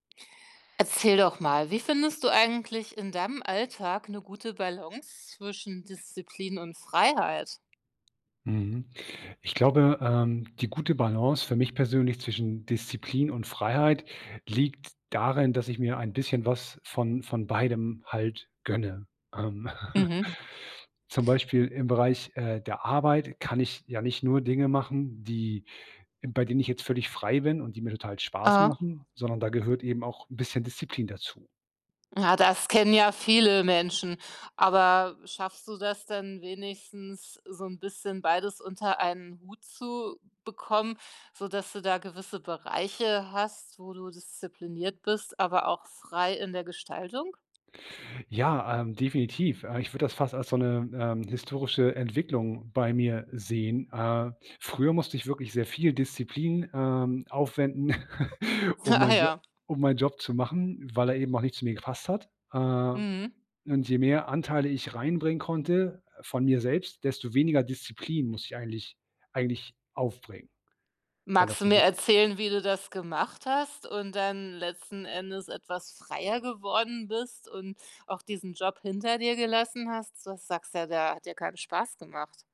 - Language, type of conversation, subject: German, podcast, Wie findest du die Balance zwischen Disziplin und Freiheit?
- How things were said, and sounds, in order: chuckle; chuckle